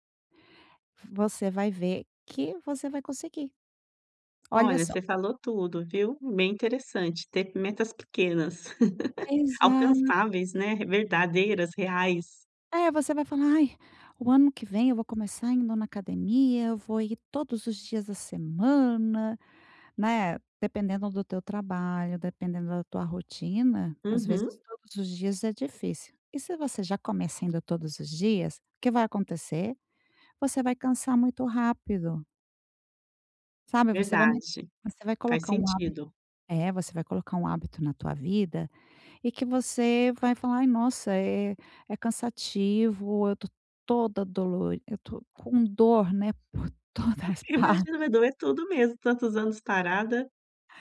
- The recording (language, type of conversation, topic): Portuguese, advice, Como posso estabelecer hábitos para manter a consistência e ter energia ao longo do dia?
- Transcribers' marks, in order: laugh